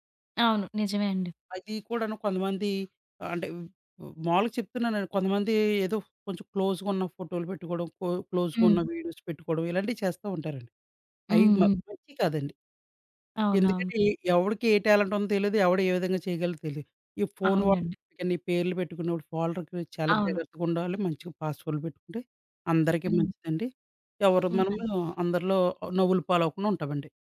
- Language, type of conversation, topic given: Telugu, podcast, ప్లేలిస్టుకు పేరు పెట్టేటప్పుడు మీరు ఏ పద్ధతిని అనుసరిస్తారు?
- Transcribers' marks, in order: other background noise; in English: "వీడియోస్"; in English: "ఫోల్డర్‌కి"